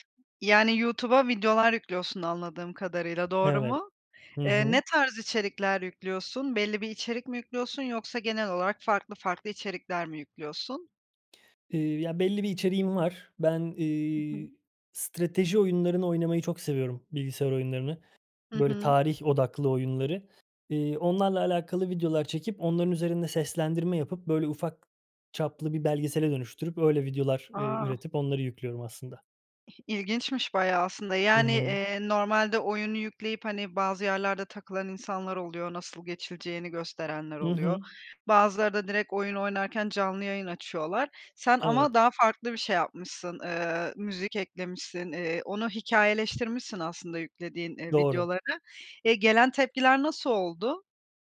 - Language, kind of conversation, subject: Turkish, podcast, Yaratıcı tıkanıklıkla başa çıkma yöntemlerin neler?
- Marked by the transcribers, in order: other background noise